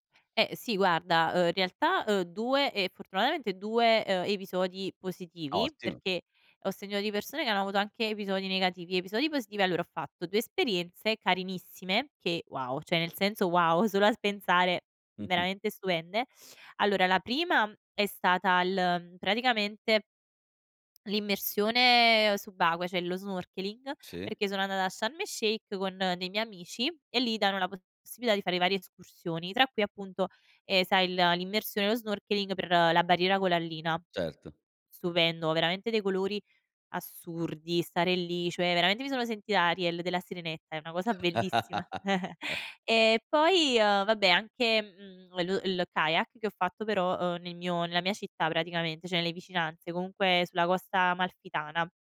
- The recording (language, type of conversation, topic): Italian, podcast, Qual è un luogo naturale che ti ha davvero emozionato?
- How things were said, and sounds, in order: "sentito" said as "senito"; "cioè" said as "ceh"; "prima" said as "primam"; "cioè" said as "ceh"; other background noise; "corallina" said as "colallina"; "cioè" said as "ceh"; chuckle; "cioè" said as "ceh"